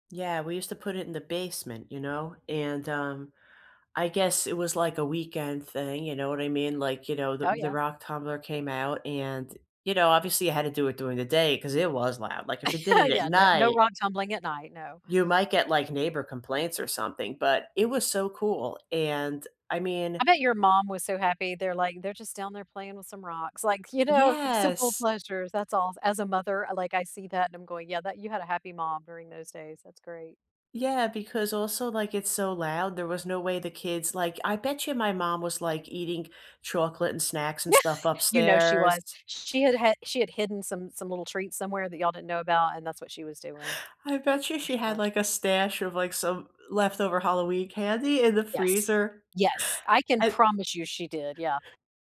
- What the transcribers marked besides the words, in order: laugh; tapping; laughing while speaking: "Yeah"
- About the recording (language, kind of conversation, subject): English, unstructured, What new hobbies are you exploring lately, and what’s inspiring you to learn them?
- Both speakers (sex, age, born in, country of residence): female, 35-39, United States, United States; female, 50-54, United States, United States